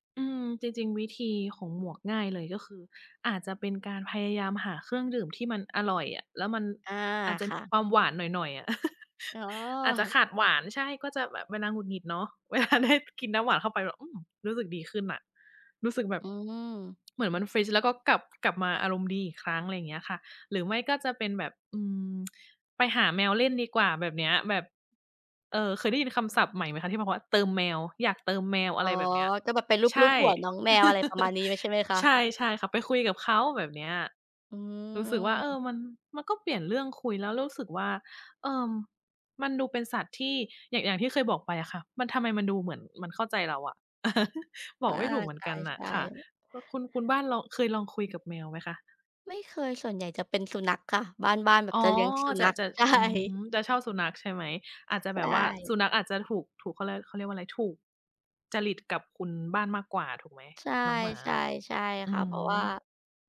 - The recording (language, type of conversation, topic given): Thai, unstructured, อะไรที่ทำให้คุณรู้สึกสุขใจในแต่ละวัน?
- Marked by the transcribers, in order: giggle; other background noise; laughing while speaking: "เวลา"; in English: "เฟรช"; tsk; giggle; giggle; laughing while speaking: "ใช่"